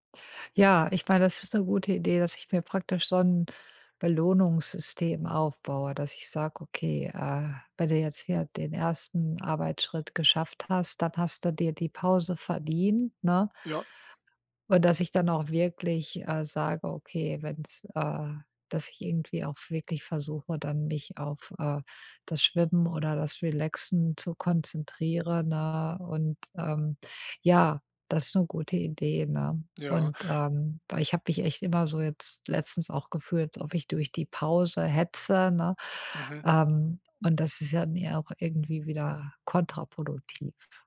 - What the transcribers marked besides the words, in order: none
- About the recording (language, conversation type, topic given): German, advice, Wie kann ich zuhause besser entspannen und vom Stress abschalten?